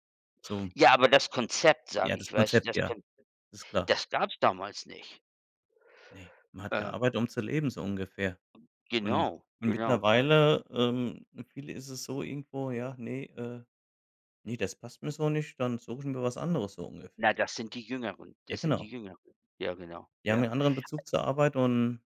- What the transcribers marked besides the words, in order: other background noise
- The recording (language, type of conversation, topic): German, unstructured, Wie findest du die richtige Balance zwischen Arbeit und Freizeit?